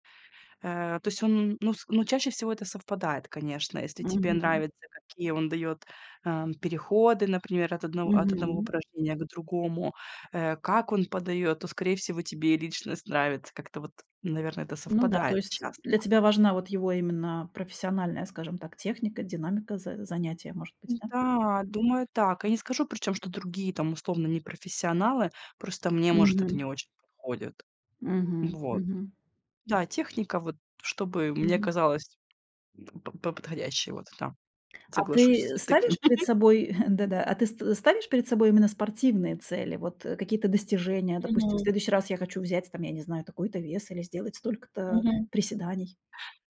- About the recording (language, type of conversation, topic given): Russian, podcast, Как вы мотивируете себя регулярно заниматься спортом?
- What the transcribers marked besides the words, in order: tapping; chuckle